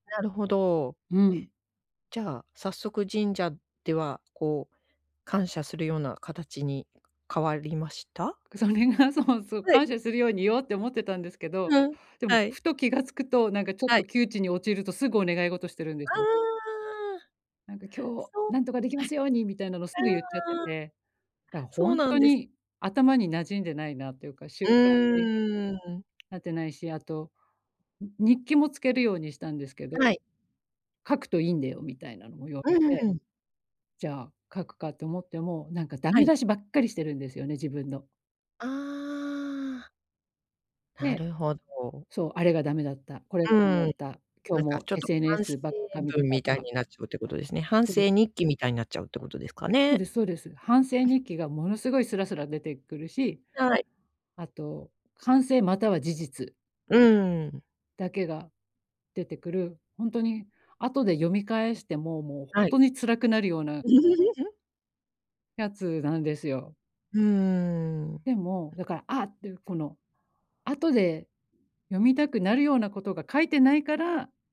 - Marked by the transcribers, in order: tapping; other noise; laugh
- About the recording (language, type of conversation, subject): Japanese, advice, 日常で気づきと感謝を育てるにはどうすればよいですか？